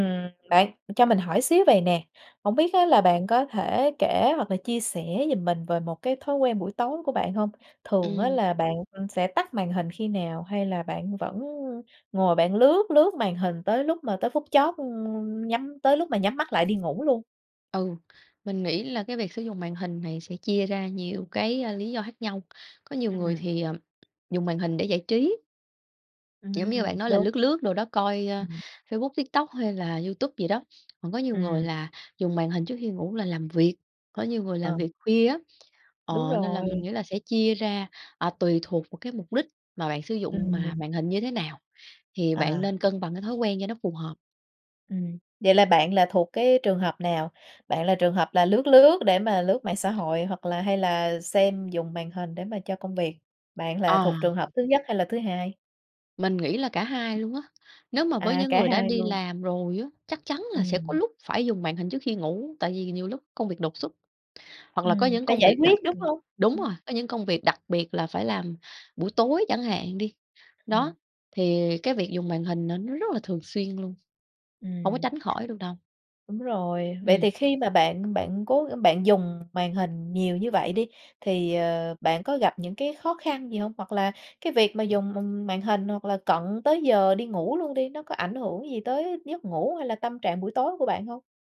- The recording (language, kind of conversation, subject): Vietnamese, podcast, Bạn quản lý việc dùng điện thoại hoặc các thiết bị có màn hình trước khi đi ngủ như thế nào?
- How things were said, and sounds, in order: other background noise; tapping